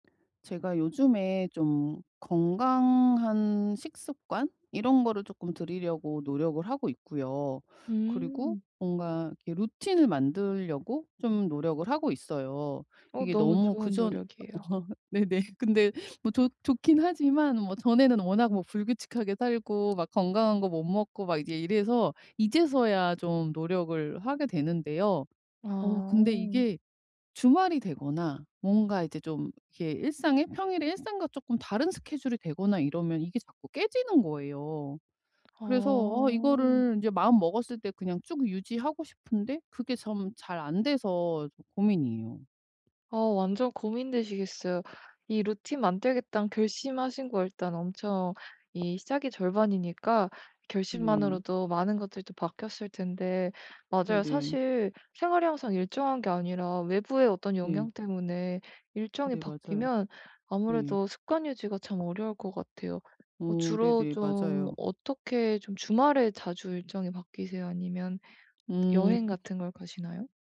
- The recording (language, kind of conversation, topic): Korean, advice, 여행이나 주말처럼 일정이 달라져도 건강한 습관을 유연하게 어떻게 지속할 수 있을까요?
- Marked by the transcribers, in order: tapping; other background noise; unintelligible speech